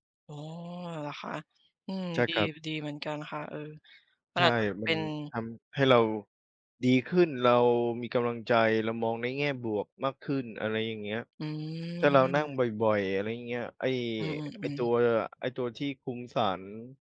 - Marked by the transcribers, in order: drawn out: "อืม"
- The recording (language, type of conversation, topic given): Thai, unstructured, ทำไมหลายคนถึงกลัวความล้มเหลวในการวางแผนอนาคต?